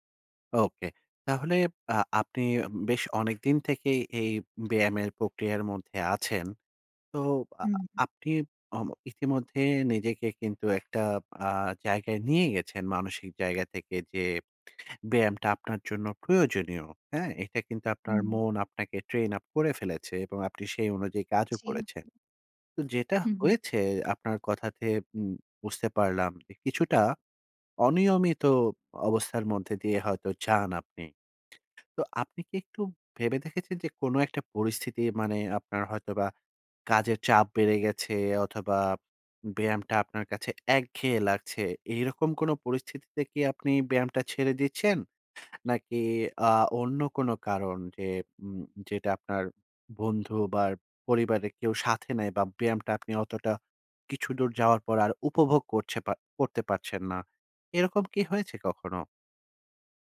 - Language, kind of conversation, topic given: Bengali, advice, ব্যায়াম মিস করলে কি আপনার অপরাধবোধ বা লজ্জা অনুভূত হয়?
- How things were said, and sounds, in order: in English: "Train-up"